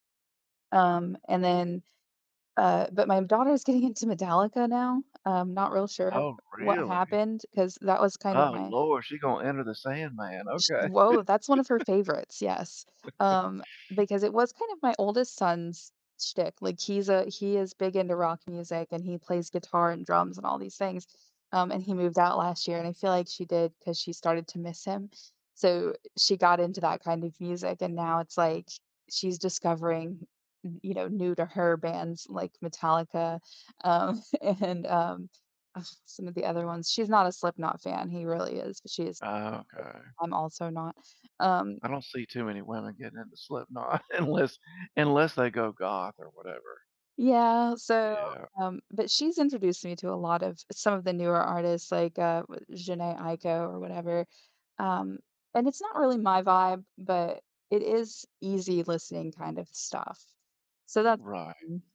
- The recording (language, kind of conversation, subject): English, unstructured, How do you usually discover new music these days, and how does it help you connect with other people?
- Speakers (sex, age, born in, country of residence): female, 40-44, Germany, United States; male, 45-49, United States, United States
- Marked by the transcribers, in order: laugh; tapping; laughing while speaking: "and"; other background noise; laughing while speaking: "Slipknot unless"; unintelligible speech